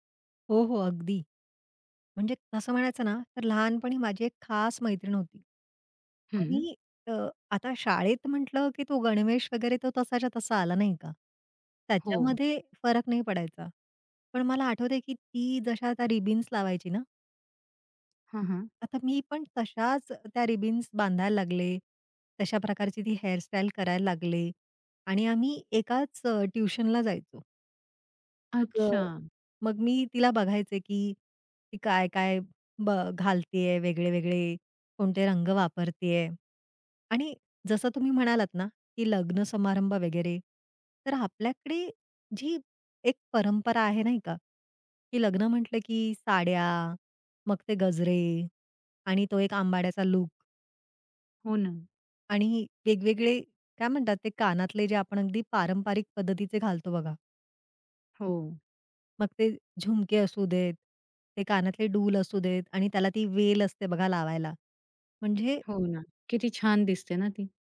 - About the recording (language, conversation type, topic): Marathi, podcast, मित्रमंडळींपैकी कोणाचा पेहरावाचा ढंग तुला सर्वात जास्त प्रेरित करतो?
- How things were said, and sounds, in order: tapping; other background noise